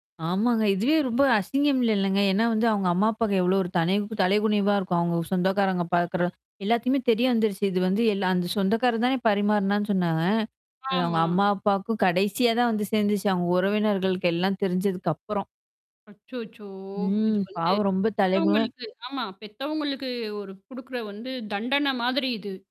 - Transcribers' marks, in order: static; mechanical hum; horn; other background noise; distorted speech
- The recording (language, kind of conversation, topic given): Tamil, podcast, சமூக ஊடகத்தில் உங்கள் தனிப்பட்ட அனுபவங்களையும் உண்மை உணர்வுகளையும் பகிர்வீர்களா?